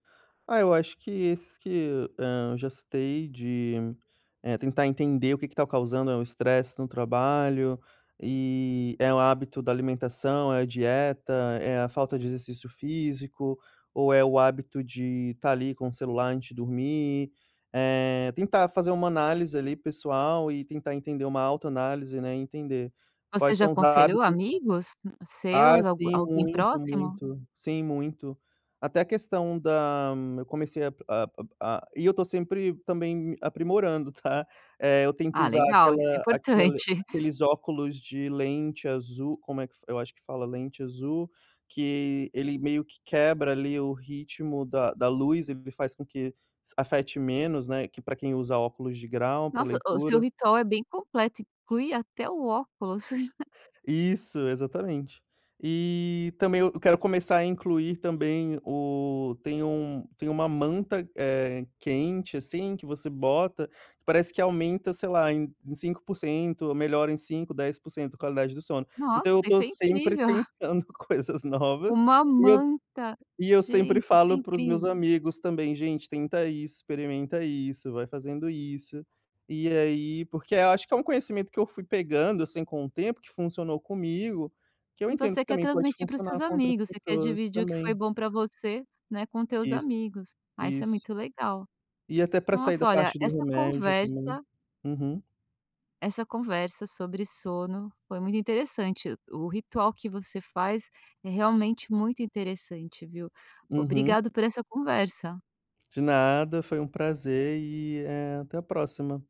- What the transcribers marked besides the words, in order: giggle
- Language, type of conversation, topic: Portuguese, podcast, Como você cuida do seu sono hoje em dia?